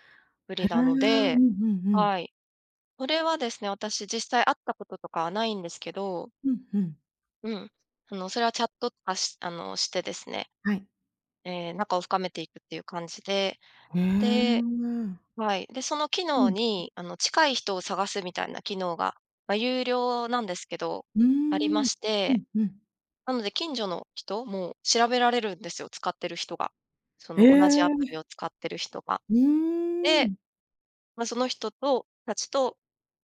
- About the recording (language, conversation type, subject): Japanese, podcast, 新しい街で友達を作るには、どうすればいいですか？
- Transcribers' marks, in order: none